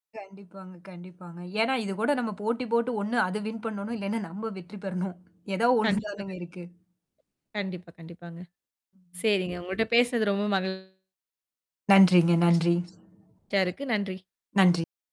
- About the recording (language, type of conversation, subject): Tamil, podcast, அந்த நாளின் தோல்வி இப்போது உங்கள் கலைப் படைப்புகளை எந்த வகையில் பாதித்திருக்கிறது?
- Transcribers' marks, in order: in English: "வின்"; laughing while speaking: "நம்ம வெற்றி பெறணும். ஏதா ஒண்ணுதானங்க இருக்கு"; tapping; other background noise; distorted speech; mechanical hum; static